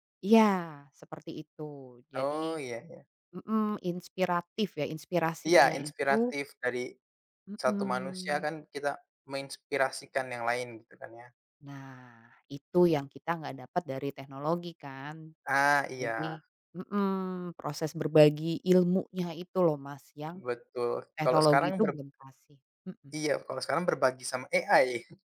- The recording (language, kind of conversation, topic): Indonesian, unstructured, Bagaimana teknologi memengaruhi cara kita belajar saat ini?
- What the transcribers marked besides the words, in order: in English: "AI"